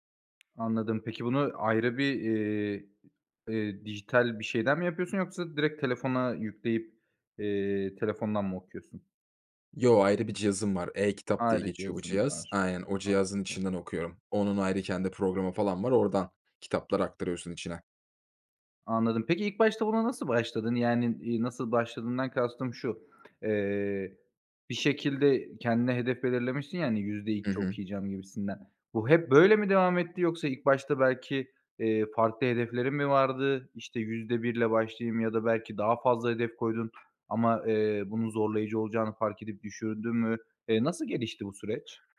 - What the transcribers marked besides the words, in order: tapping
- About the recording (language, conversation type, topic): Turkish, podcast, Yeni bir alışkanlık kazanırken hangi adımları izlersin?